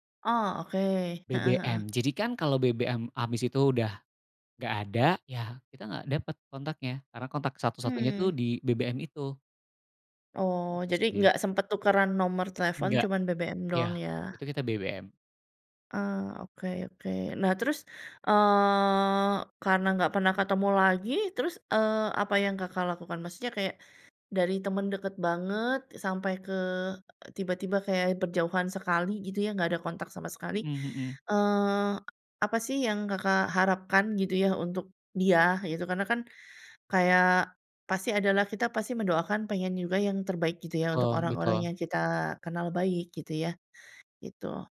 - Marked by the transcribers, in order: drawn out: "eee"
- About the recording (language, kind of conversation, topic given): Indonesian, podcast, Lagu apa yang selalu membuat kamu merasa nostalgia, dan mengapa?